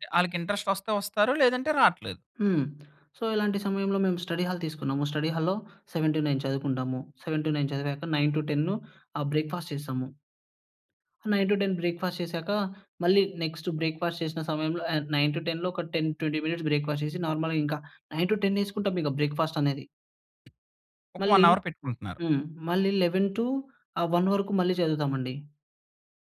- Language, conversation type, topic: Telugu, podcast, పనిపై దృష్టి నిలబెట్టుకునేందుకు మీరు పాటించే రోజువారీ రొటీన్ ఏమిటి?
- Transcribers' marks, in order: in English: "ఇంట్రెస్ట్"; in English: "సో"; in English: "స్టడీ హాల్"; in English: "స్టడీ హాల్‌లో సెవెన్ టూ నైన్"; in English: "సెవెన్ టూ నైన్"; in English: "నైన్ టూ టెన్ను"; in English: "బ్రేక్‌ఫాస్ట్"; in English: "నైన్ టూ టెన్ బ్రేక్‌ఫాస్ట్"; in English: "నెక్స్ట్ బ్రేక్‌ఫాస్ట్"; in English: "నైన్ టూ టెన్‌లో"; in English: "టెన్ ట్వెంటీ మినిట్స్ బ్రేక్‌ఫాస్ట్"; in English: "నార్మల్‌గా"; in English: "నైన్ టూ టెన్"; in English: "బ్రేక్‌ఫాస్ట్"; other background noise; in English: "వన్"; in English: "లెవెన్ టు"; in English: "వన్"